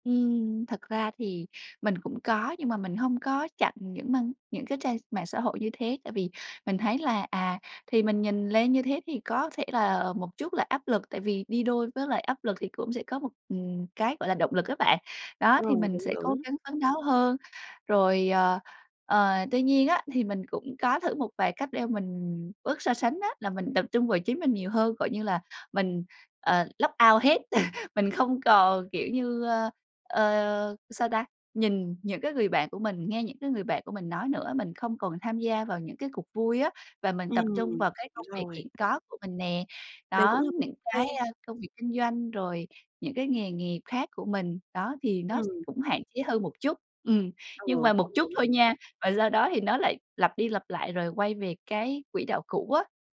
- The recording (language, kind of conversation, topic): Vietnamese, advice, Làm sao để tôi ngừng so sánh bản thân với người khác dựa trên kết quả?
- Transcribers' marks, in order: other background noise; in English: "log out"; chuckle; tapping; unintelligible speech